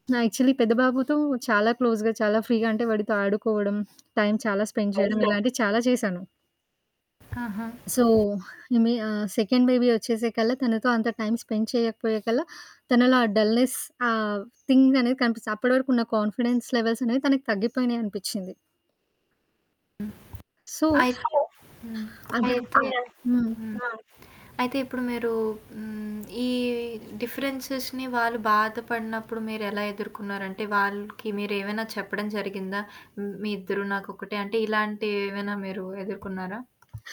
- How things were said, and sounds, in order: static; in English: "యాక్చువల్లీ"; in English: "క్లోజ్‌గా"; in English: "ఫ్రీగా"; in English: "స్పెండ్"; distorted speech; background speech; in English: "సో"; other background noise; in English: "సెకండ్ బేబీ"; in English: "టైమ్ స్పెండ్"; in English: "డల్‌నెస్"; in English: "థింగ్"; in English: "కాన్ఫిడెన్స్ లెవెల్స్"; in English: "సో"; in English: "డిఫరెన్సెస్‌ని"
- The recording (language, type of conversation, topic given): Telugu, podcast, పిల్లల పట్ల మీ ప్రేమను మీరు ఎలా వ్యక్తపరుస్తారు?